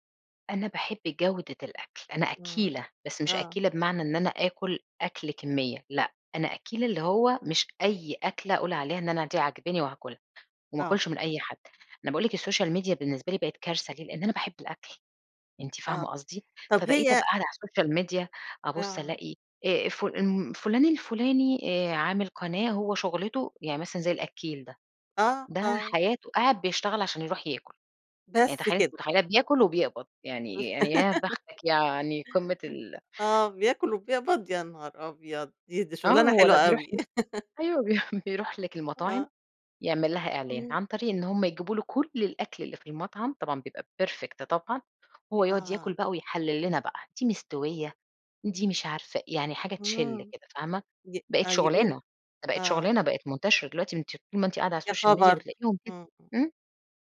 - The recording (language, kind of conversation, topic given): Arabic, podcast, إيه رأيك في تأثير السوشيال ميديا على عادات الأكل؟
- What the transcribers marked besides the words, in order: unintelligible speech; in English: "الSocial Media"; in English: "الSocial Media"; laugh; tapping; chuckle; laugh; in English: "perfect"; in English: "الSocial Media"